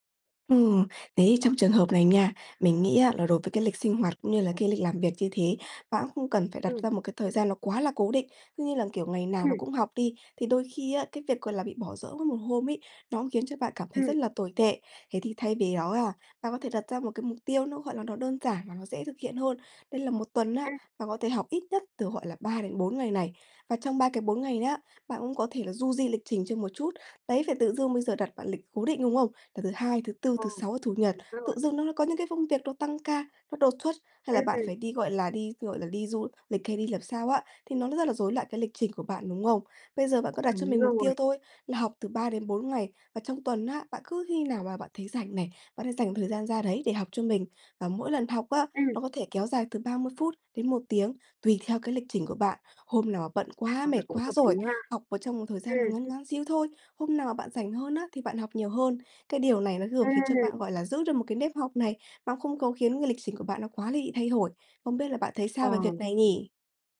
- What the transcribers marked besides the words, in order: tapping; other background noise
- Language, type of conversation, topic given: Vietnamese, advice, Làm sao tôi có thể linh hoạt điều chỉnh kế hoạch khi mục tiêu thay đổi?